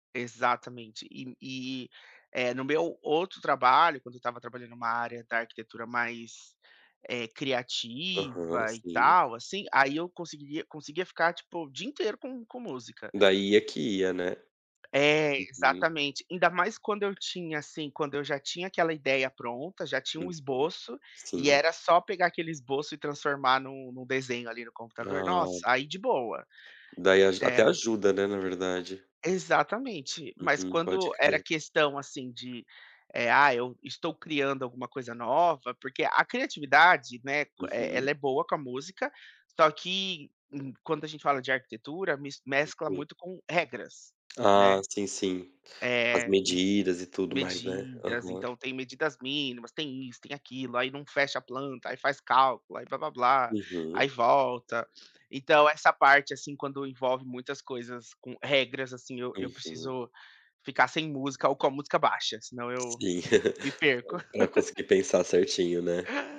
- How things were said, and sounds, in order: tapping; laugh
- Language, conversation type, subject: Portuguese, unstructured, Como a música afeta o seu humor no dia a dia?